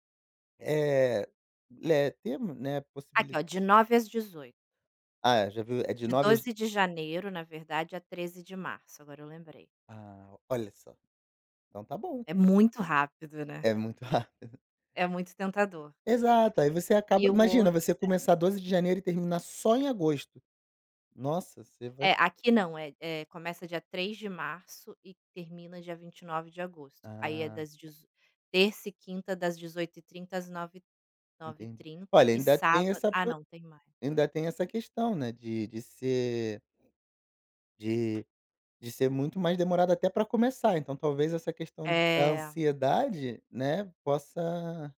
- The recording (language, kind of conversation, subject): Portuguese, advice, Como posso decidir qual objetivo devo seguir primeiro?
- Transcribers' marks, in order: other background noise; laughing while speaking: "rápido"; tapping